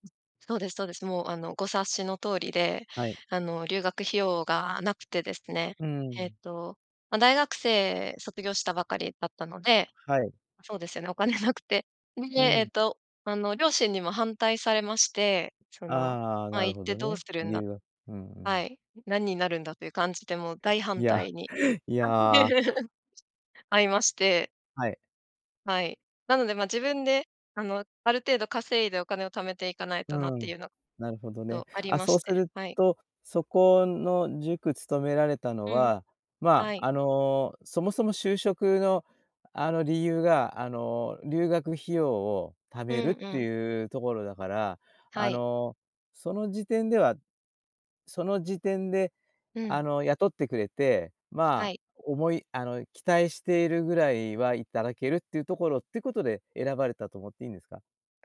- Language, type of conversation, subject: Japanese, podcast, 長く勤めた会社を辞める決断は、どのようにして下したのですか？
- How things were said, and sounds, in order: other background noise; tapping; laugh